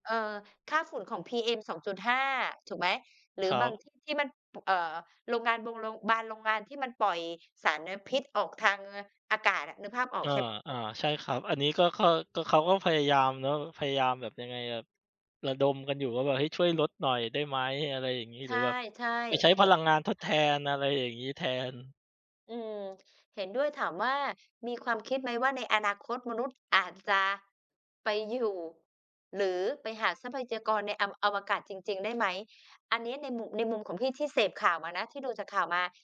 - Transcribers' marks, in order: tapping
- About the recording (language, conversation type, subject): Thai, unstructured, คุณคิดว่าการสำรวจอวกาศมีประโยชน์ต่อเราอย่างไร?